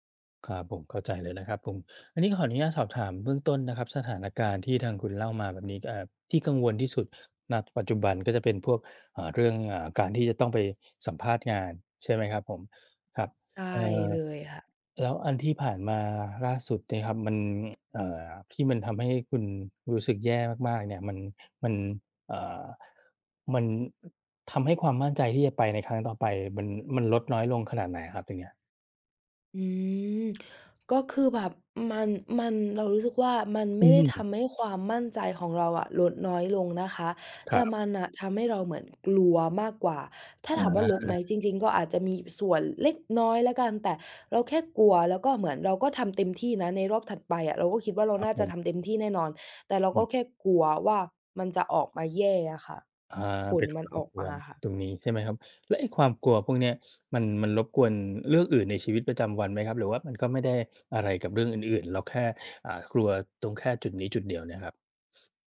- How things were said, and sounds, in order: other background noise; tsk; teeth sucking; teeth sucking
- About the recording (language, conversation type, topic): Thai, advice, คุณกังวลว่าจะถูกปฏิเสธหรือทำผิดจนคนอื่นตัดสินคุณใช่ไหม?